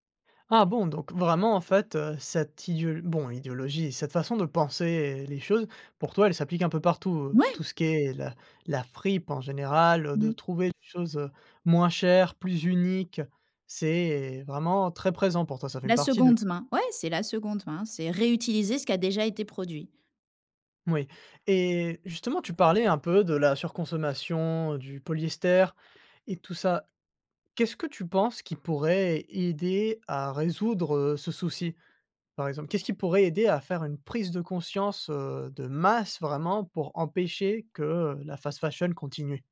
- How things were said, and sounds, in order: tapping; stressed: "prise"; stressed: "masse"
- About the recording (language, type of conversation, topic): French, podcast, Quelle est ta relation avec la seconde main ?